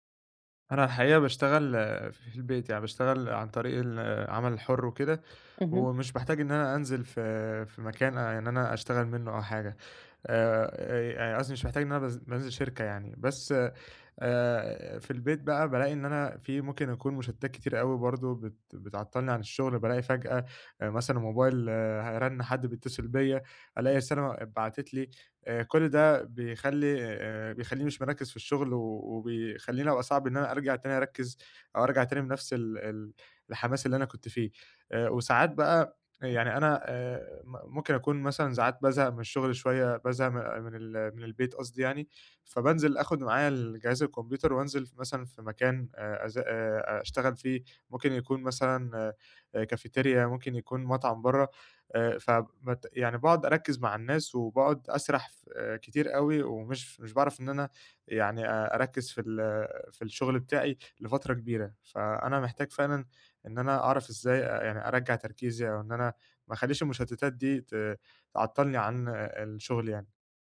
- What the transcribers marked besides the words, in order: tapping; other background noise; in Spanish: "كافيتيريا"
- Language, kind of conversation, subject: Arabic, advice, إزاي أتعامل مع الانقطاعات والتشتيت وأنا مركز في الشغل؟